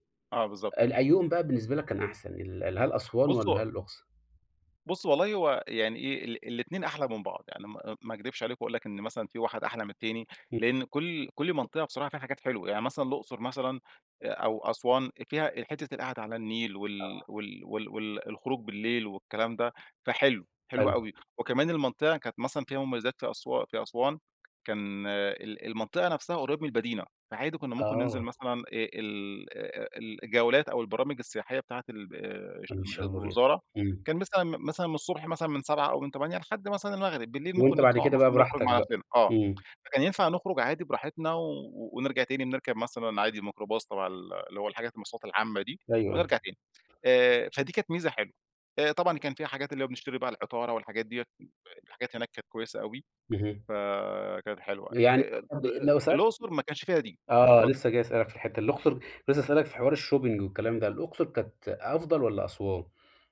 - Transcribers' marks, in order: other background noise; unintelligible speech; unintelligible speech; unintelligible speech; in English: "الshopping"
- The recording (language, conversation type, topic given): Arabic, podcast, احكيلي عن أجمل رحلة رُحتها في حياتك؟